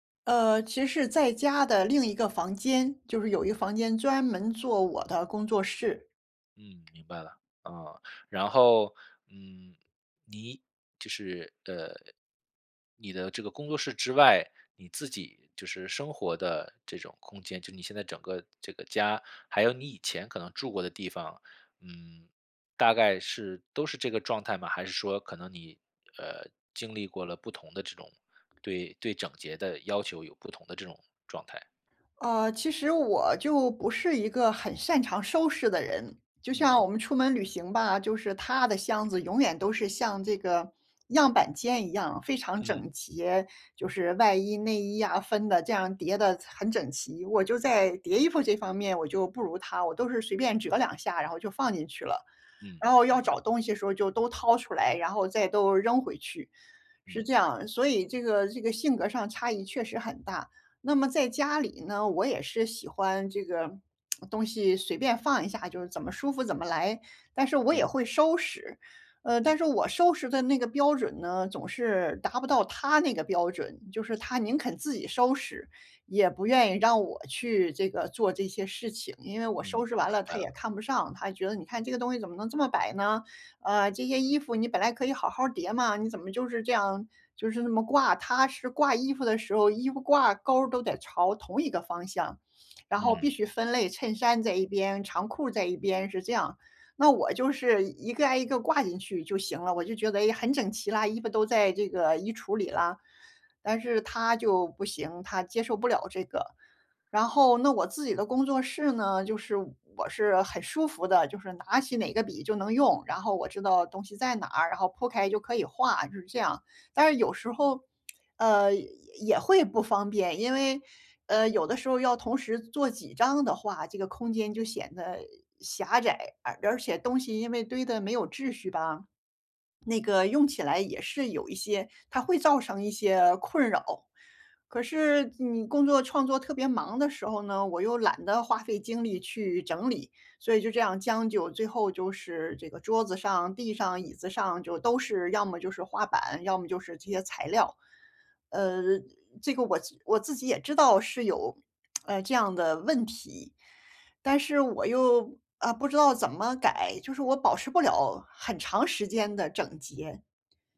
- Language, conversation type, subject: Chinese, advice, 你如何长期保持创作空间整洁且富有创意氛围？
- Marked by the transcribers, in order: other background noise; tapping; lip smack; tsk